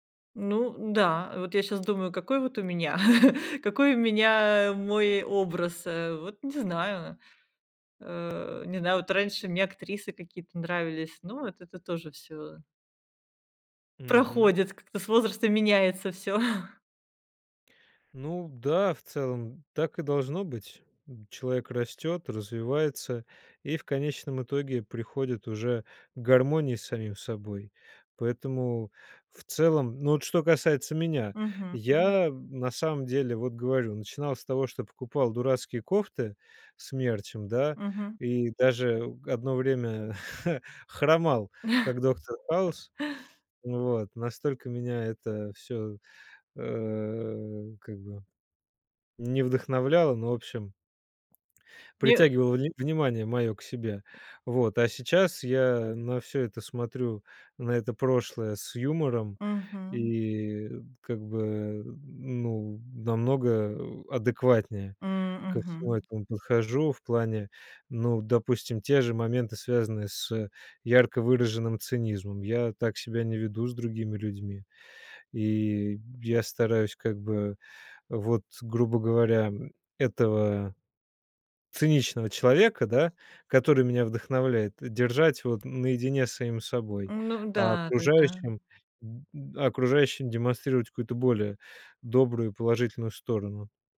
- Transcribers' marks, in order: tapping; chuckle; chuckle; chuckle; other background noise
- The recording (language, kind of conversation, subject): Russian, podcast, Как книги и фильмы влияют на твой образ?